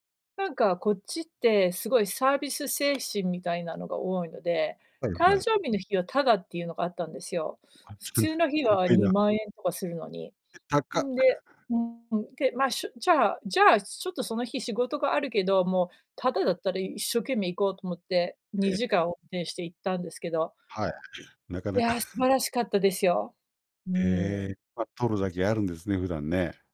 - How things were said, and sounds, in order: tapping; distorted speech; unintelligible speech; chuckle; chuckle
- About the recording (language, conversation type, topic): Japanese, unstructured, 毎日の中で小さな幸せを感じるのはどんな瞬間ですか？
- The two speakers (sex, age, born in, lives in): female, 40-44, United States, United States; male, 55-59, Japan, Japan